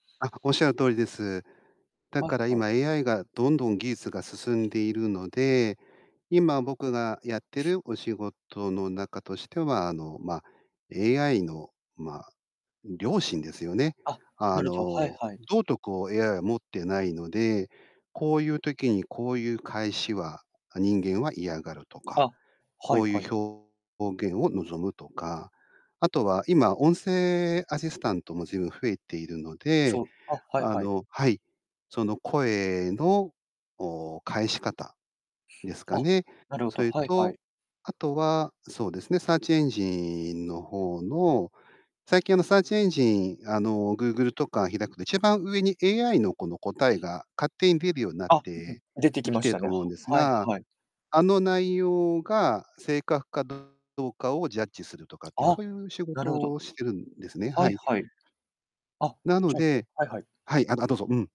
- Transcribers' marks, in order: other background noise; distorted speech
- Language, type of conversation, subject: Japanese, podcast, AIアシスタントに期待していることと不安に感じていることについて、どう思いますか？